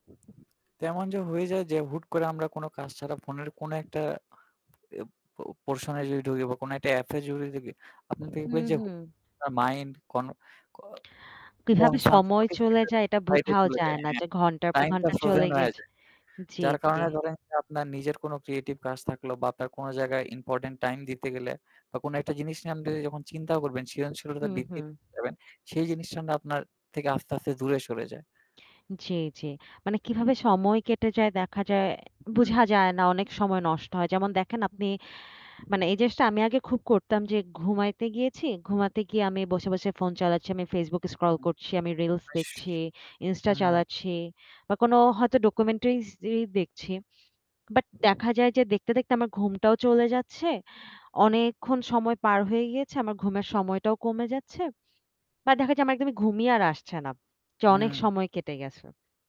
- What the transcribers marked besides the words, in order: static; distorted speech; in English: "পোরশন"; unintelligible speech; in English: "কনফার্ম"; unintelligible speech; in English: "ফ্রোজেন"; in English: "ক্রিয়েটিভ"; other background noise; other noise; tapping; in English: "ডকুমেন্টারিস"
- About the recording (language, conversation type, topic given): Bengali, unstructured, আপনি কীভাবে প্রযুক্তি থেকে দূরে সময় কাটান?